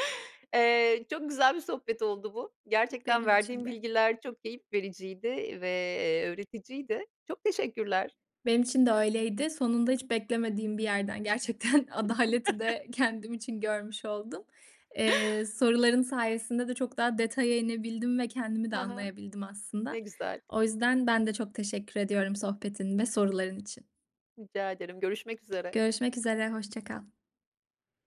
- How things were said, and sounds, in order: other background noise; chuckle; laughing while speaking: "gerçekten"; tapping
- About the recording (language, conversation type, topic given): Turkish, podcast, Ev işleri paylaşımında adaleti nasıl sağlarsınız?